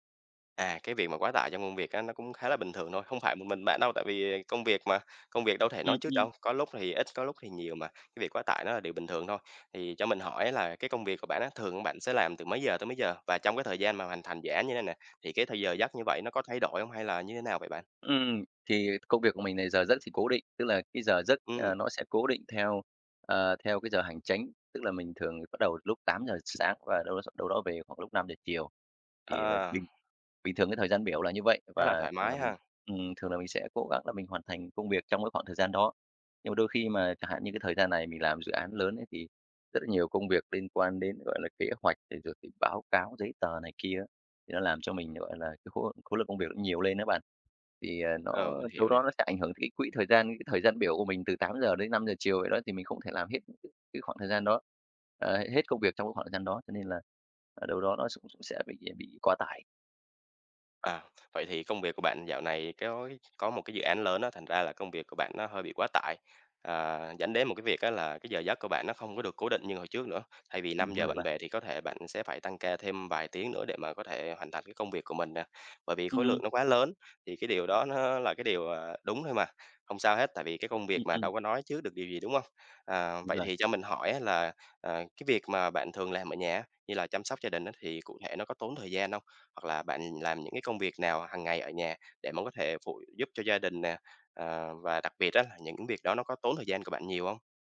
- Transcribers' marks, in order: other background noise; tapping
- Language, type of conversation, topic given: Vietnamese, advice, Làm thế nào để cân bằng giữa công việc và việc chăm sóc gia đình?